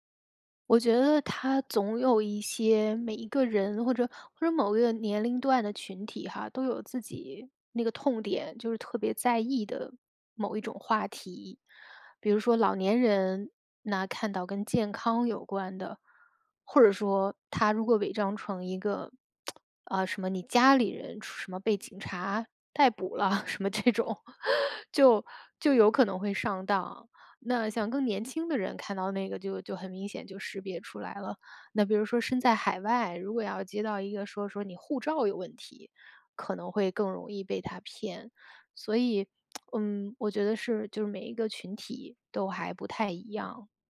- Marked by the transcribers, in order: tapping; other background noise; lip smack; laughing while speaking: "什么这种"; laugh; lip smack
- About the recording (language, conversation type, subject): Chinese, podcast, 我们该如何保护网络隐私和安全？